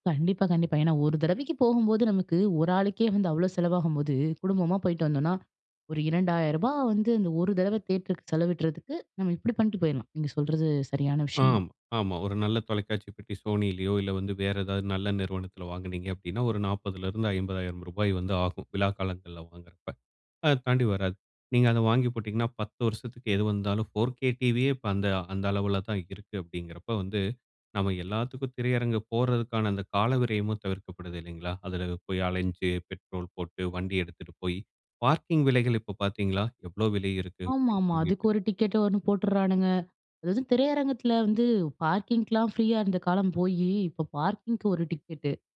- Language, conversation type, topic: Tamil, podcast, இணைய வழி காணொளி ஒளிபரப்பு சேவைகள் வந்ததனால் சினிமா எப்படி மாறியுள்ளது என்று நீங்கள் நினைக்கிறீர்கள்?
- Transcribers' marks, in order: in English: "பார்க்கிங்"; in English: "பார்க்கிங்கலாம் ஃப்ரீயா"; in English: "பார்க்கிங்க்கு"